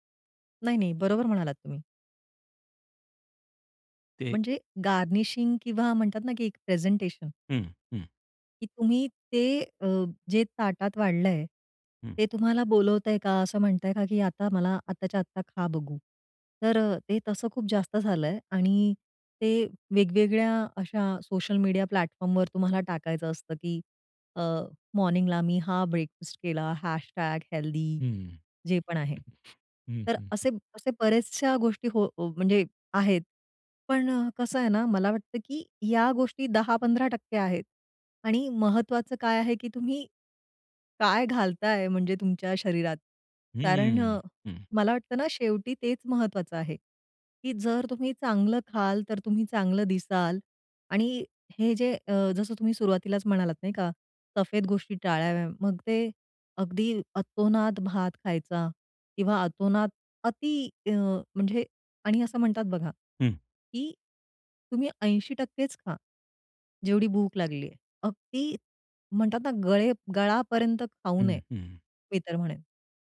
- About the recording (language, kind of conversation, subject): Marathi, podcast, चव आणि आरोग्यात तुम्ही कसा समतोल साधता?
- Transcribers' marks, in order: in English: "गार्निशिंग"; in English: "प्लॅटफॉर्मवर"; in English: "मॉर्निंग"; other noise; in English: "हॅशटॅग हेल्थी"